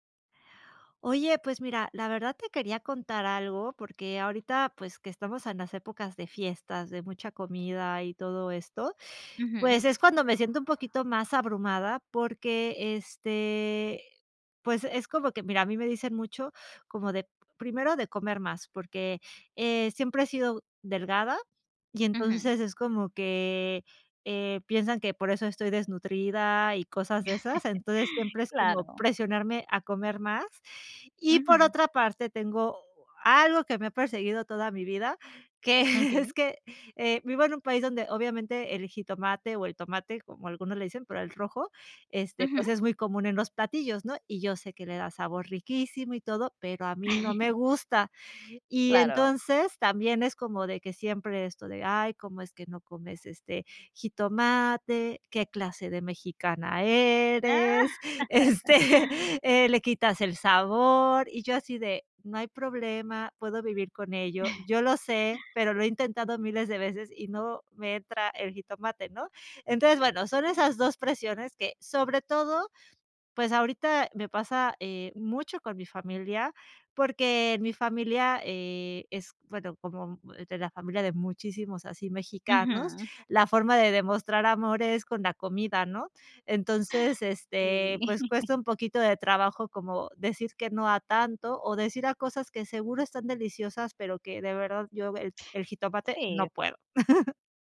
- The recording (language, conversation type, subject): Spanish, advice, ¿Cómo puedo manejar la presión social cuando como fuera?
- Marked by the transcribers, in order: chuckle; laughing while speaking: "que, es que"; chuckle; laughing while speaking: "Ah"; laughing while speaking: "este"; chuckle; chuckle; laughing while speaking: "Y"